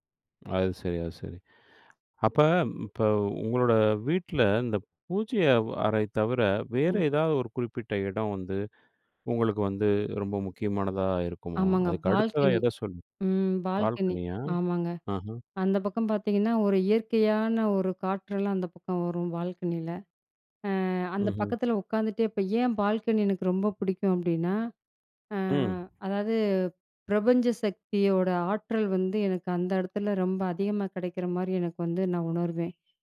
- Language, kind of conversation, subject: Tamil, podcast, வீட்டில் உங்களுக்கு தனியாக இருக்க ஒரு இடம் உள்ளதா, அது உங்களுக்கு எவ்வளவு தேவை?
- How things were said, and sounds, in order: other noise; other background noise